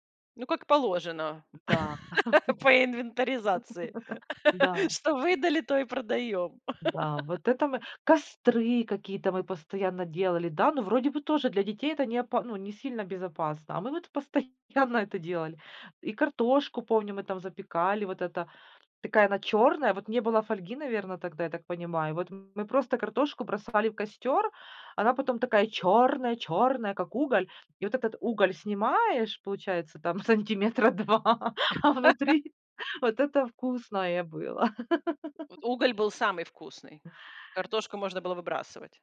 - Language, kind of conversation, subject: Russian, podcast, Чем ты любил заниматься на улице в детстве?
- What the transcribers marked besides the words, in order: tapping; laugh; laugh; laughing while speaking: "постоянно"; chuckle; laughing while speaking: "сантиметра два"; laugh